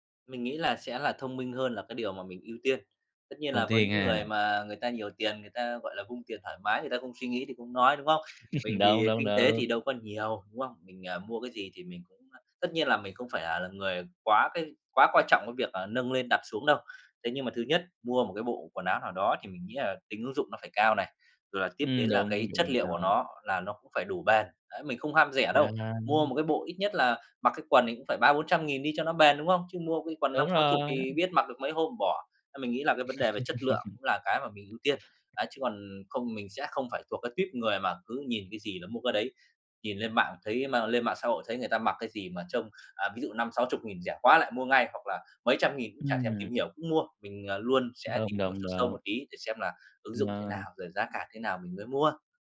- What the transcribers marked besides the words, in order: laugh; laugh; tapping
- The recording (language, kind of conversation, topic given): Vietnamese, podcast, Mạng xã hội thay đổi cách bạn ăn mặc như thế nào?